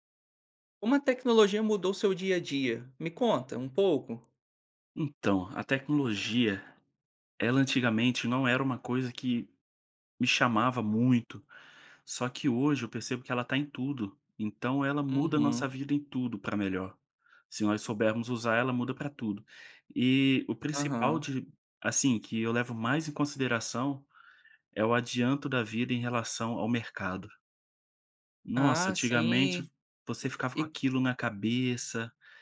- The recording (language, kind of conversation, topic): Portuguese, podcast, Como a tecnologia mudou o seu dia a dia?
- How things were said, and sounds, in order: none